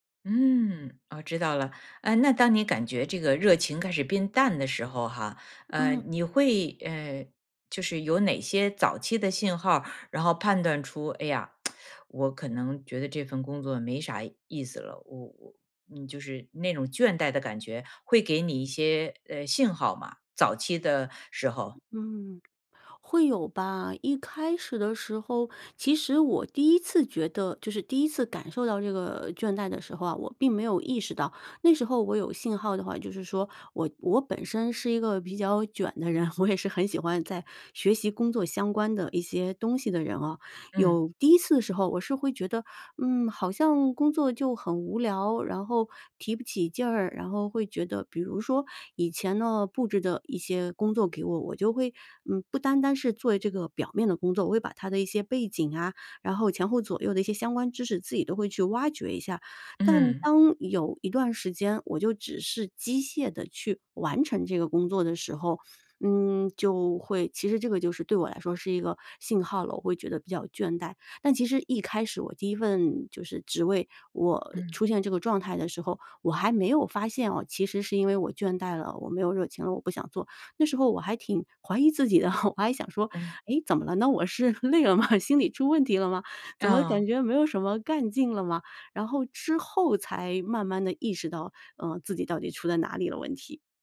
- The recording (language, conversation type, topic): Chinese, podcast, 你是怎么保持长期热情不退的？
- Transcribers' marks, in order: other background noise; tsk; joyful: "我也是很喜欢"; laugh; laughing while speaking: "累了吗？"